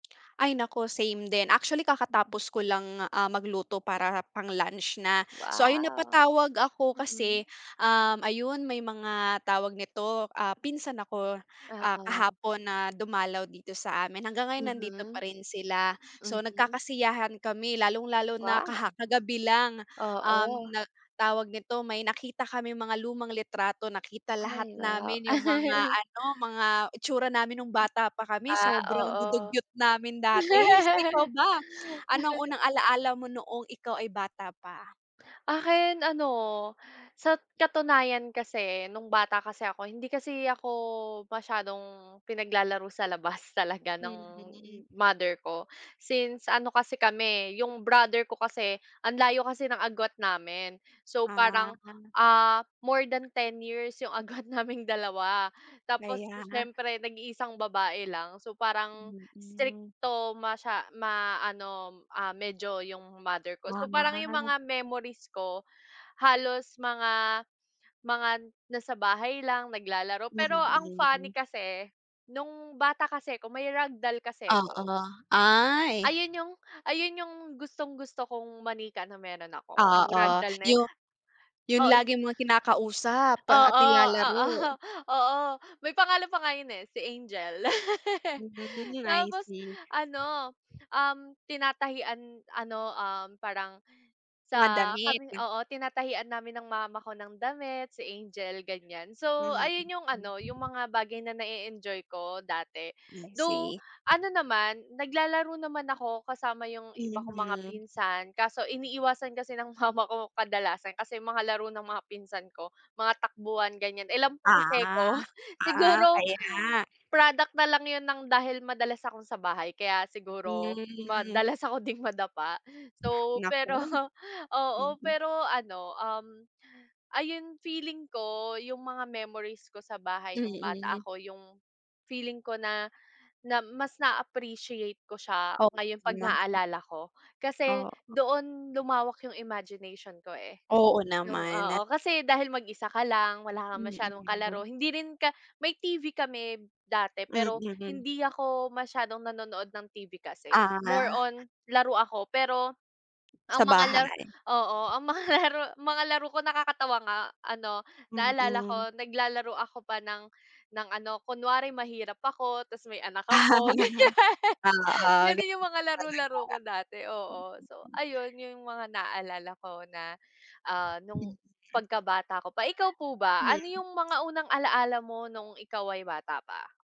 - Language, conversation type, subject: Filipino, unstructured, Ano ang pinakaunang alaala mo noong bata ka pa?
- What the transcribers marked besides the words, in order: tapping; other background noise; chuckle; laugh; in English: "rag doll"; in English: "rag doll"; laughing while speaking: "oo"; laugh; wind; laughing while speaking: "'ko"; laughing while speaking: "pero"; laughing while speaking: "mga"; chuckle; laughing while speaking: "ganyan"